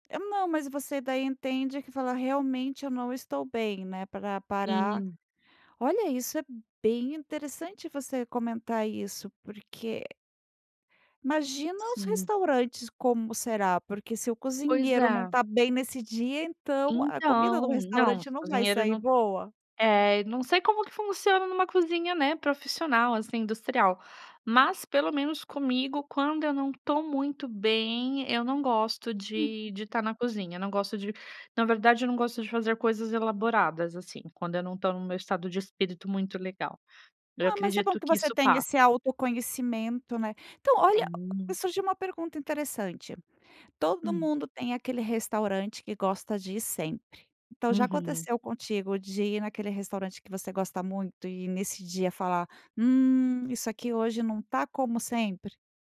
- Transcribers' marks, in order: none
- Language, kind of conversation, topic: Portuguese, podcast, Por que você gosta de cozinhar?